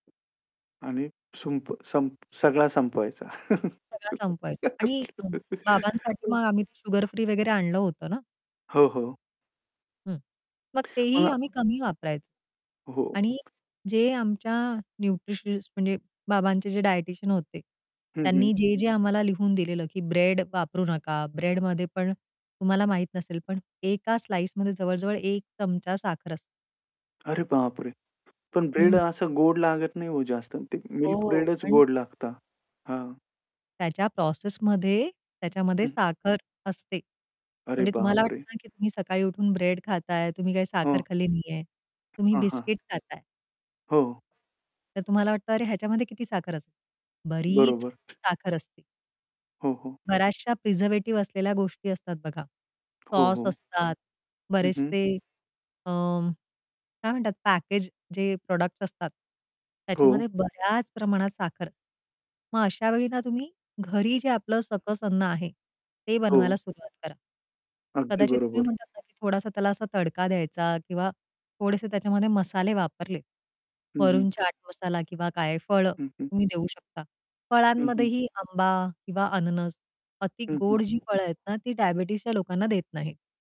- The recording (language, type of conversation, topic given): Marathi, podcast, आहारावर निर्बंध असलेल्या व्यक्तींसाठी तुम्ही मेन्यू कसा तयार करता?
- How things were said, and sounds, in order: other background noise; static; distorted speech; laugh; tapping; in English: "प्रॉडक्ट्स"